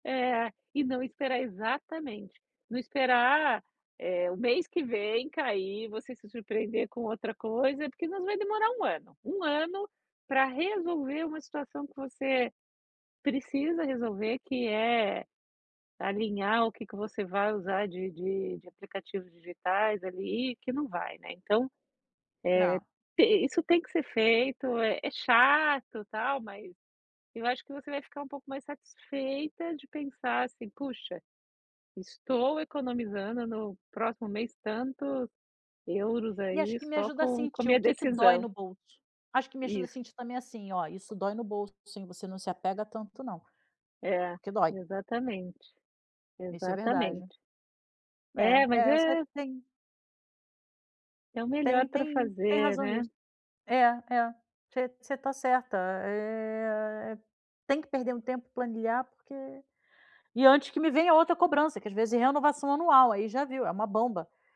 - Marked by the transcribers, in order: tapping
- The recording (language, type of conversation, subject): Portuguese, advice, Como posso reduzir as assinaturas e organizar os meus gastos online para diminuir a sensação de desordem digital?